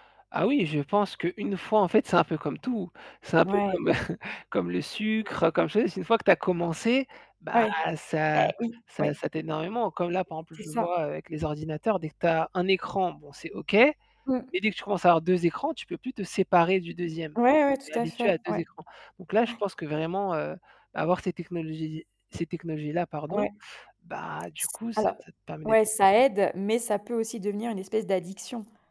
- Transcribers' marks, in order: static; distorted speech; laugh; tapping; other background noise; gasp
- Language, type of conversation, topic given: French, unstructured, Comment la technologie peut-elle aider les personnes en situation de handicap ?